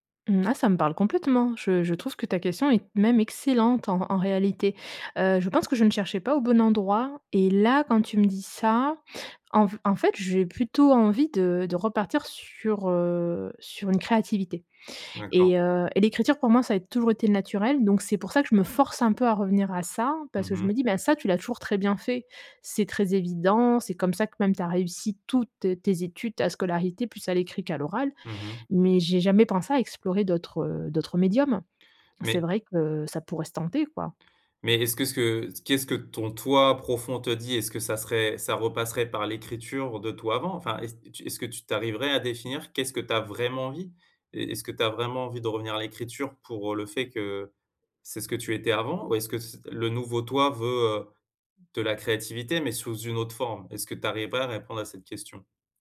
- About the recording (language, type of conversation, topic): French, advice, Comment surmonter le doute sur son identité créative quand on n’arrive plus à créer ?
- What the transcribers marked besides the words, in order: stressed: "force"; stressed: "toutes"